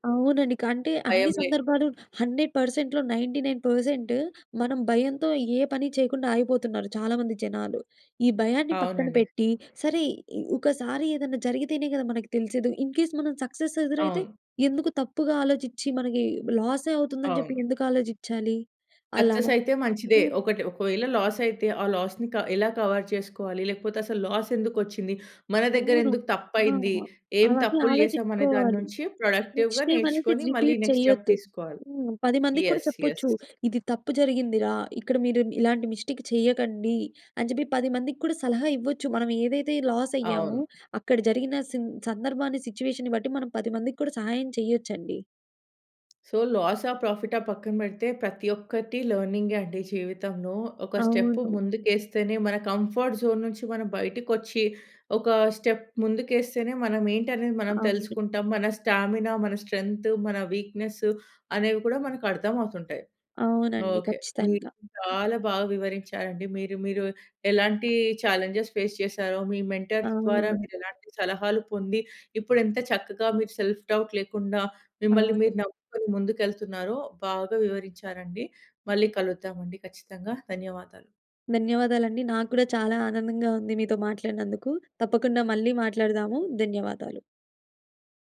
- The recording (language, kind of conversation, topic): Telugu, podcast, మీరు ఒక గురువు నుండి మంచి సలహాను ఎలా కోరుకుంటారు?
- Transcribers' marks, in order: in English: "హండ్రెడ్ పర్సెంట్‌లో నైన్టీ నైన్ పర్సెంట్"; in English: "ఇన్‌కేస్"; in English: "సక్సెస్"; in English: "సక్సెస్"; in English: "లాస్"; in English: "లాస్‌ని"; in English: "కవర్"; in English: "లాస్"; in English: "నెక్స్ట్ టైమ్"; in English: "ప్రొడక్టివ్‌గా"; in English: "రిపీట్"; in English: "నెక్స్ట్ స్టెప్"; in English: "యెస్. యెస్"; in English: "మిస్టేక్"; in English: "లాస్"; in English: "సిట్యుయేషన్‌ని"; in English: "సో"; in English: "ప్రాఫిటా?"; in English: "లెర్నింగే"; in English: "స్టెప్"; in English: "కంఫర్ట్ జోన్"; in English: "స్టెప్"; in English: "స్టామినా"; in English: "స్ట్రెంత్"; in English: "వీక్నెస్"; in English: "ఛాలెంజెస్ ఫేస్"; in English: "మెంటర్స్"; in English: "సెల్ఫ్‌డౌట్"